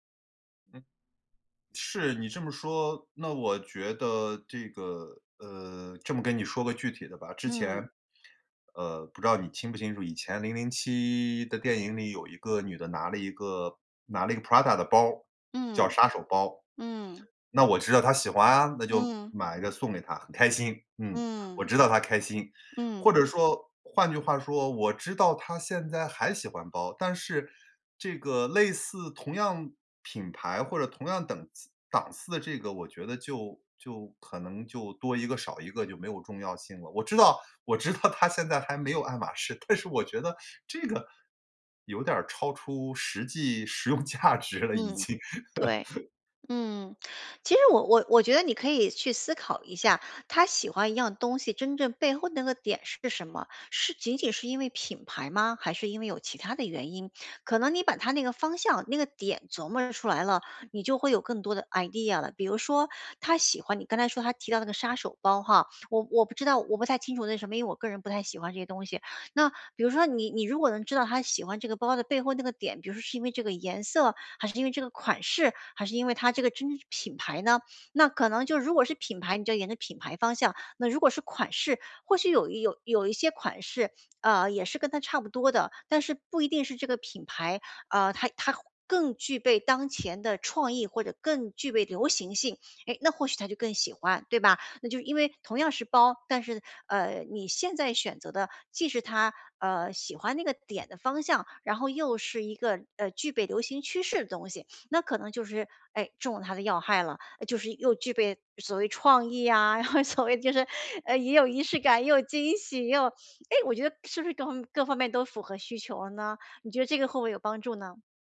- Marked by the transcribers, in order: other background noise; tapping; laughing while speaking: "知道"; laughing while speaking: "但是"; laughing while speaking: "用价值了已经"; laugh; in English: "Idea"; laughing while speaking: "后所谓就是，呃，也有仪式 感，也有惊喜，又"
- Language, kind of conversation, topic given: Chinese, advice, 我该怎么挑选既合适又有意义的礼物？